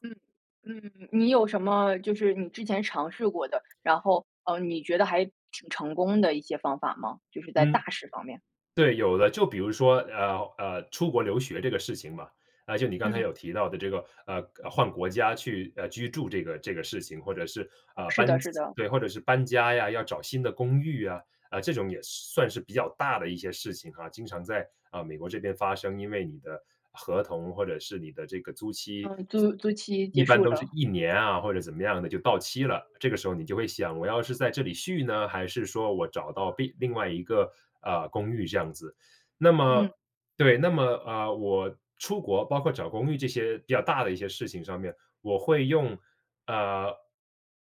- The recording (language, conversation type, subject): Chinese, podcast, 选项太多时，你一般怎么快速做决定？
- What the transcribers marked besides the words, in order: stressed: "大"; other background noise